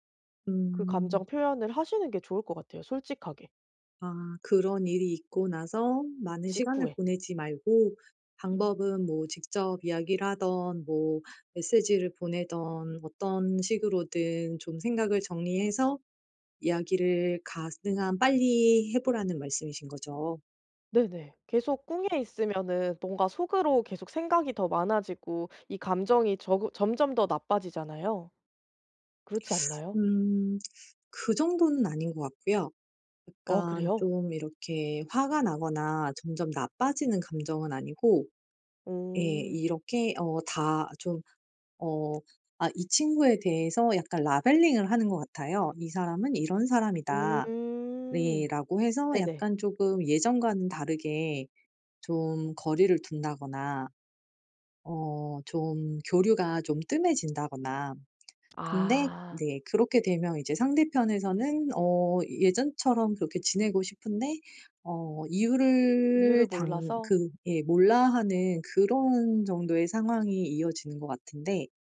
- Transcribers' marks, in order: "가능한" said as "가스능한"; other background noise; teeth sucking
- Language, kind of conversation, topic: Korean, advice, 감정을 더 솔직하게 표현하는 방법은 무엇인가요?
- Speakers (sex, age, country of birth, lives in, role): female, 30-34, South Korea, South Korea, advisor; female, 40-44, South Korea, South Korea, user